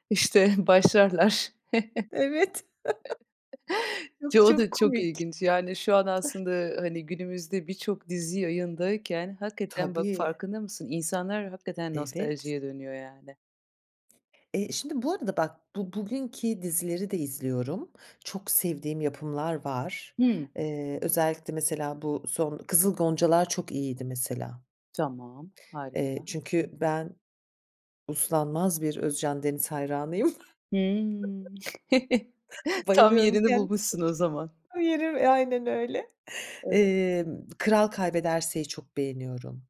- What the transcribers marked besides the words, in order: tapping; chuckle; other background noise; chuckle; unintelligible speech; giggle; unintelligible speech; laughing while speaking: "hayranıyım"; laugh; chuckle; laughing while speaking: "O yeri"
- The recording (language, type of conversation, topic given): Turkish, podcast, Nostalji neden bu kadar insanı cezbediyor, ne diyorsun?